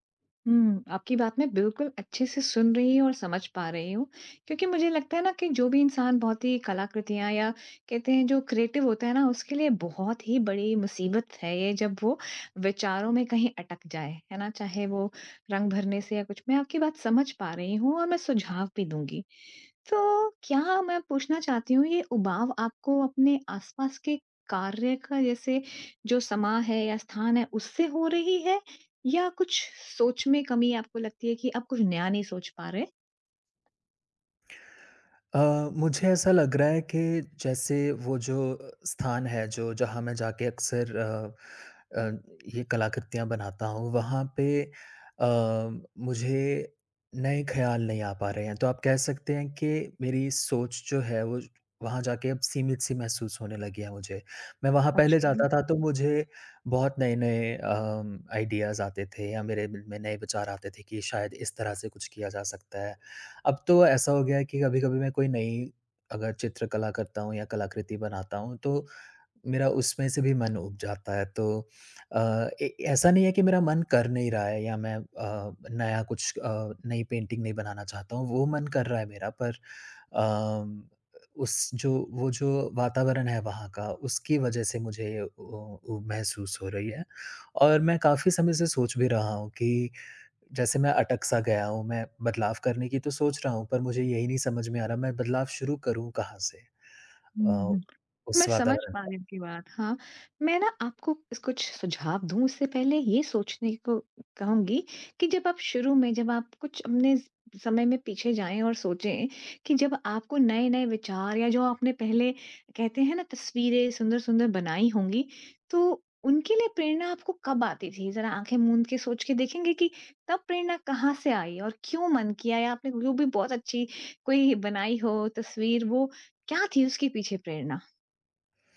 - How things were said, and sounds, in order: in English: "क्रिएटिव"; tapping; in English: "आइडियाज़"; in English: "पेंटिंग"
- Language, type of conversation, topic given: Hindi, advice, परिचित माहौल में निरंतर ऊब महसूस होने पर नए विचार कैसे लाएँ?